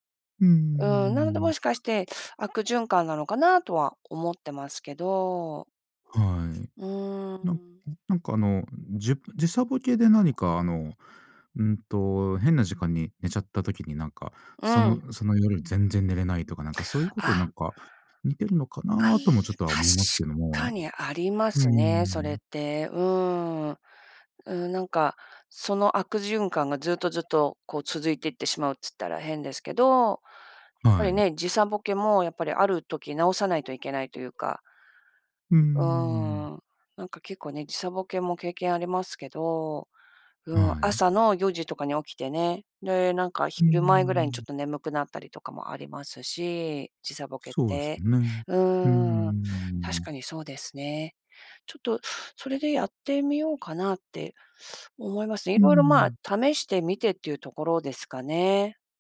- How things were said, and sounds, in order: teeth sucking; teeth sucking
- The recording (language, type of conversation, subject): Japanese, advice, 生活リズムが乱れて眠れず、健康面が心配なのですがどうすればいいですか？
- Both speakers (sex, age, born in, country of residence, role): female, 50-54, Japan, United States, user; male, 40-44, Japan, Japan, advisor